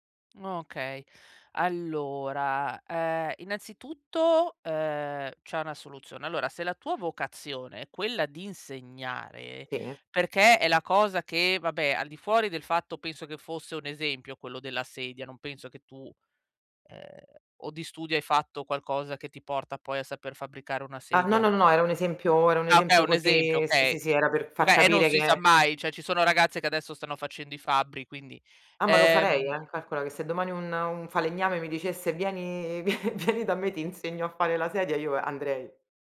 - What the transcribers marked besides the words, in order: "Cioè" said as "ceh"; laughing while speaking: "vie"; other background noise
- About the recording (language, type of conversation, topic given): Italian, advice, Come posso iniziare a riconoscere e notare i miei piccoli successi quotidiani?